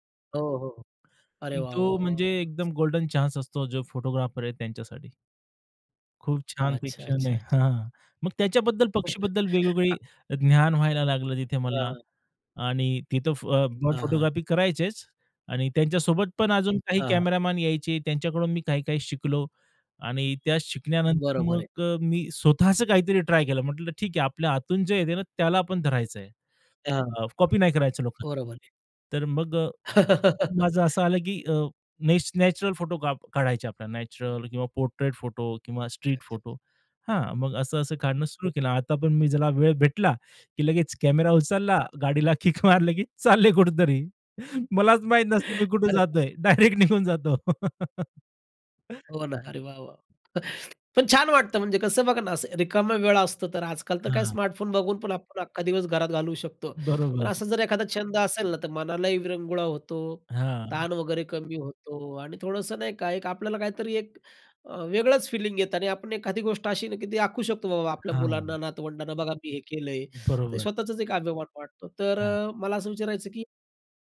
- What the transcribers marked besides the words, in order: other background noise; other noise; chuckle; in English: "बर्ड"; tapping; laugh; laughing while speaking: "किक मारलं, की चालले कुठेतरी … डायरेक्ट निघून जातो"
- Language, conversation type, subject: Marathi, podcast, मोकळ्या वेळेत तुम्हाला सहजपणे काय करायला किंवा बनवायला आवडतं?